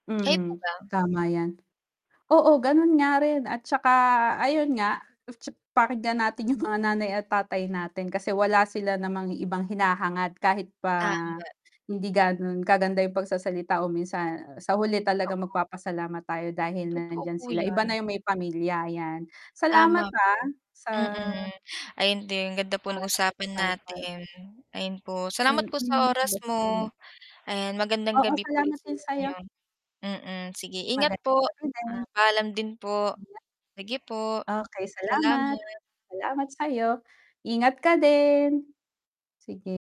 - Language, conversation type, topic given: Filipino, unstructured, Paano mo ipinapakita ang pagmamahal sa iyong pamilya araw-araw?
- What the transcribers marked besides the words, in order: static; distorted speech; unintelligible speech